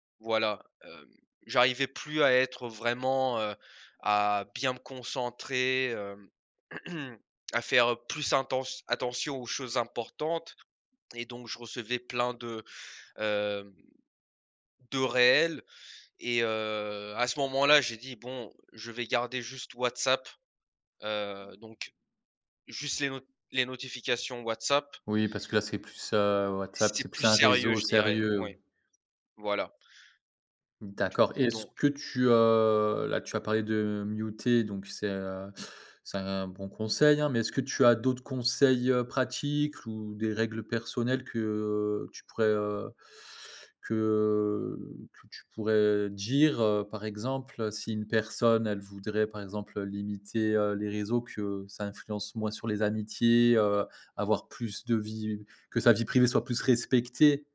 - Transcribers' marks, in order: stressed: "bien"; throat clearing; stressed: "sérieux"; other background noise; in English: "muter"
- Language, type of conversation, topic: French, podcast, Comment les réseaux sociaux influencent-ils nos amitiés ?